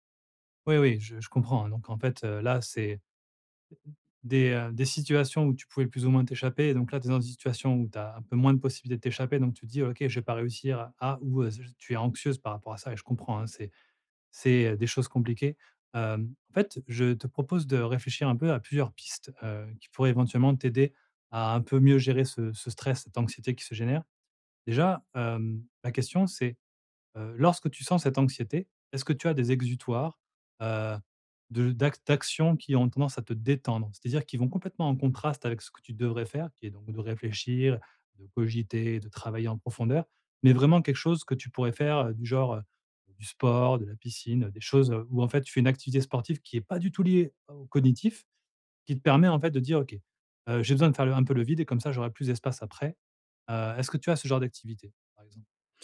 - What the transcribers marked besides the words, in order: none
- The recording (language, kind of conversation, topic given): French, advice, Comment puis-je célébrer mes petites victoires quotidiennes pour rester motivé ?